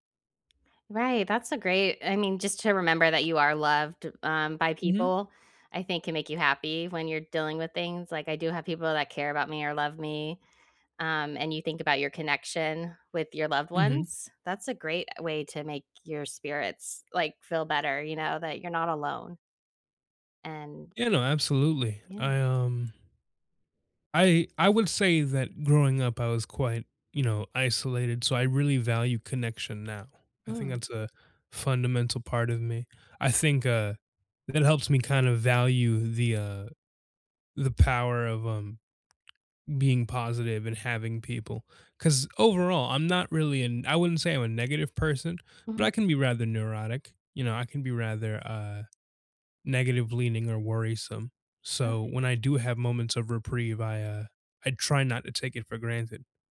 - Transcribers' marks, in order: other background noise; tapping
- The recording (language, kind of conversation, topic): English, unstructured, How can focusing on happy memories help during tough times?